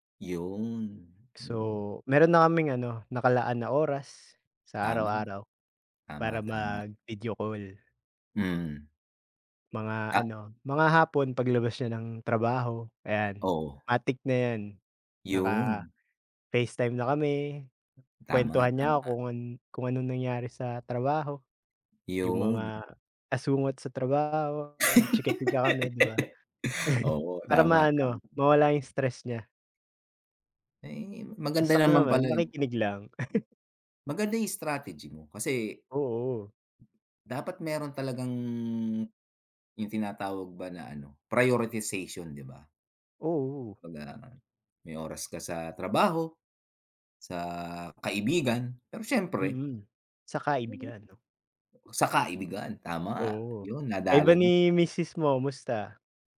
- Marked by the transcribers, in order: tapping; laugh; chuckle; other background noise; chuckle
- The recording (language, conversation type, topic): Filipino, unstructured, Paano mo binabalanse ang oras para sa trabaho at oras para sa mga kaibigan?